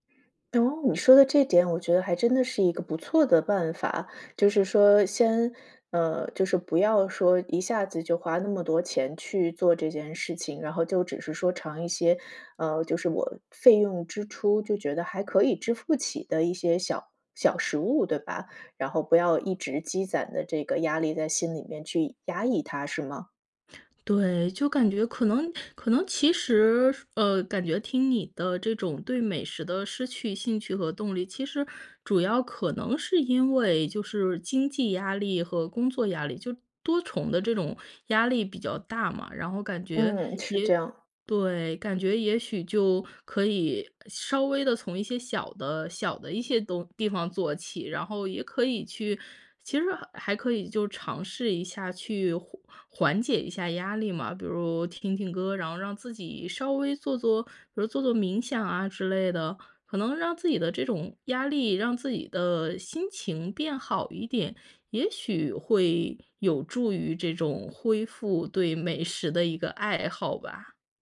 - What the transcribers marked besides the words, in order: other background noise; tapping; laughing while speaking: "美食的"; laughing while speaking: "爱好"
- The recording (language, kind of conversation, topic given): Chinese, advice, 你为什么会对曾经喜欢的爱好失去兴趣和动力？